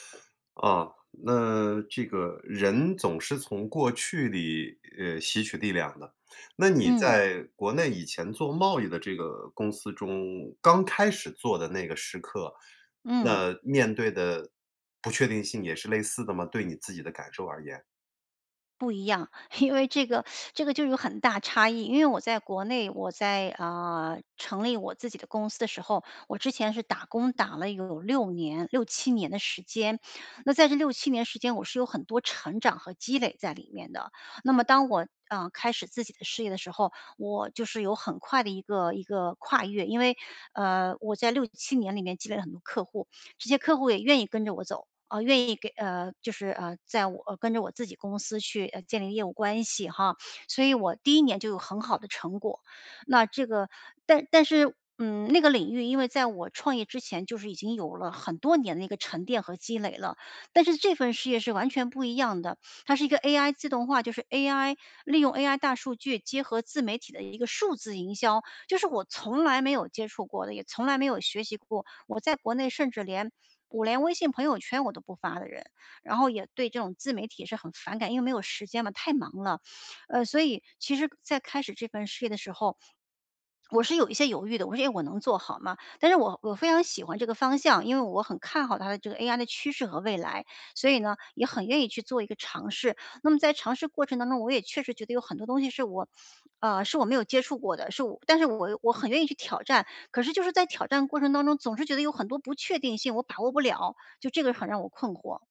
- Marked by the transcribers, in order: laughing while speaking: "因为这个"; teeth sucking; other background noise; other noise; swallow
- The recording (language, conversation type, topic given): Chinese, advice, 在不确定的情况下，如何保持实现目标的动力？